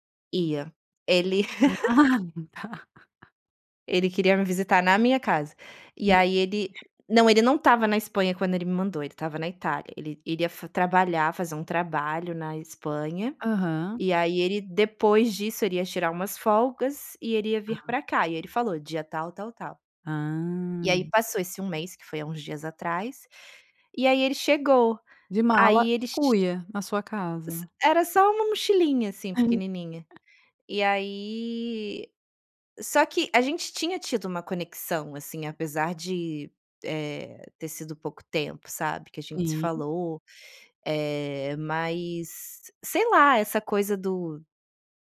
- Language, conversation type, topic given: Portuguese, podcast, Como você retoma o contato com alguém depois de um encontro rápido?
- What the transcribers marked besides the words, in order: laughing while speaking: "Ah, tá"; laugh; unintelligible speech; laugh